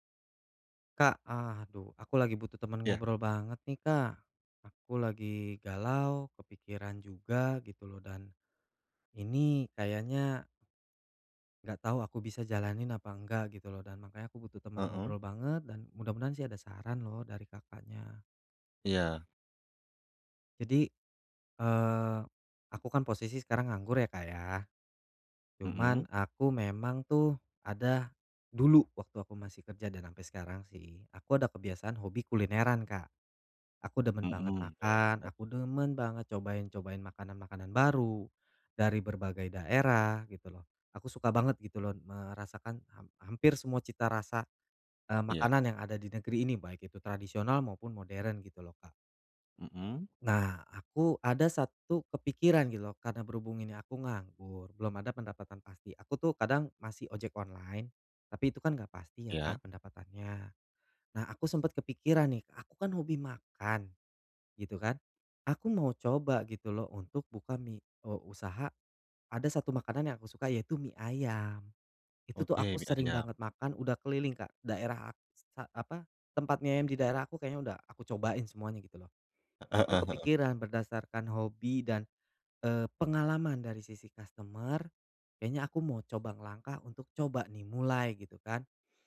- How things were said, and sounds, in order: other background noise
- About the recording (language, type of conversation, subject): Indonesian, advice, Bagaimana cara mengurangi rasa takut gagal dalam hidup sehari-hari?